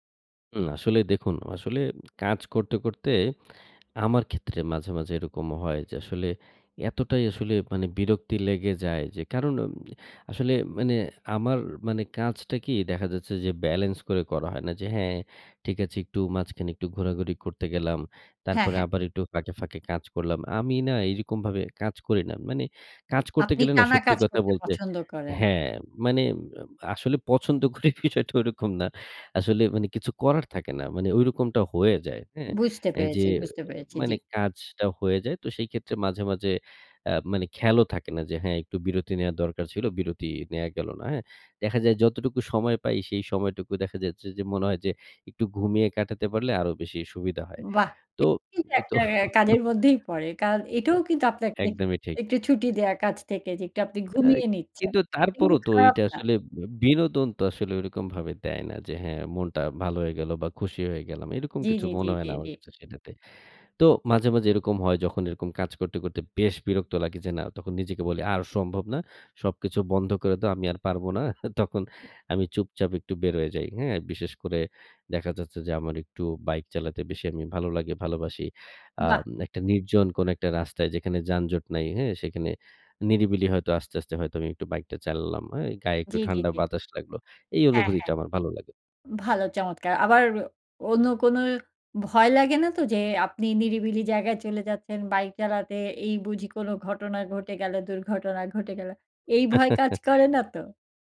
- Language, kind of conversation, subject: Bengali, podcast, টু-ডু লিস্ট কীভাবে গুছিয়ে রাখেন?
- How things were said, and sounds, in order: tongue click; lip smack; tapping; laughing while speaking: "করি বিষয়টা ওইরকম না"; laugh; chuckle; "হয়ে" said as "ওয়ে"; other noise; "চালালাম" said as "চাললাম"; tongue click; lip smack; laugh